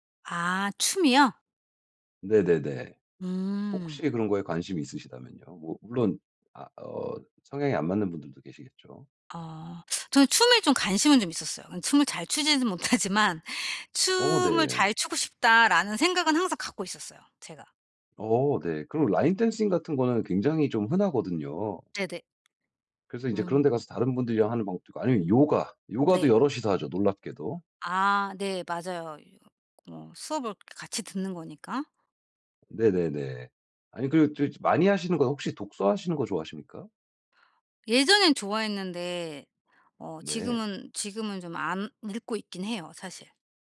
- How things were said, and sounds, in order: laughing while speaking: "못하지만"; other background noise; in English: "댄싱"; tapping
- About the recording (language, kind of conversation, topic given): Korean, advice, 소속감을 잃지 않으면서도 제 개성을 어떻게 지킬 수 있을까요?